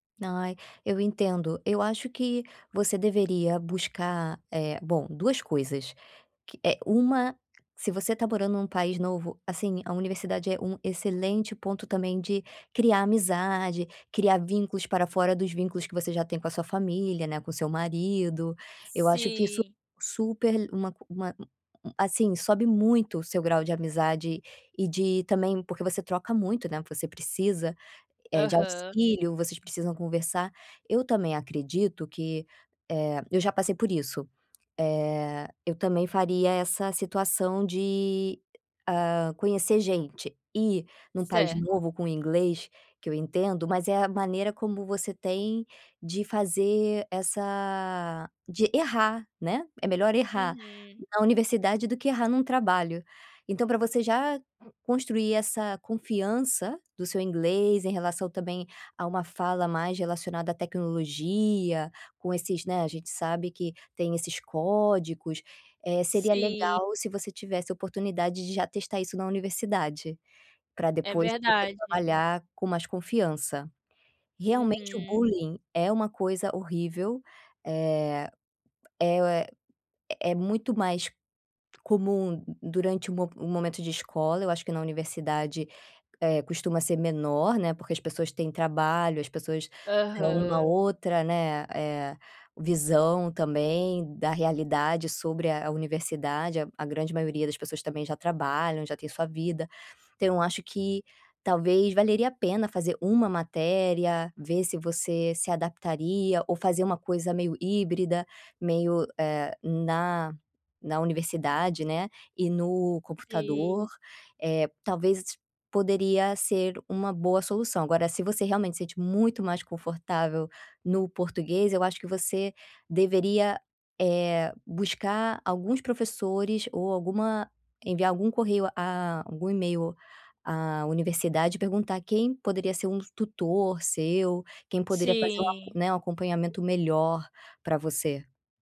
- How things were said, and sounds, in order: none
- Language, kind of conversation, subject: Portuguese, advice, Como posso retomar projetos que deixei incompletos?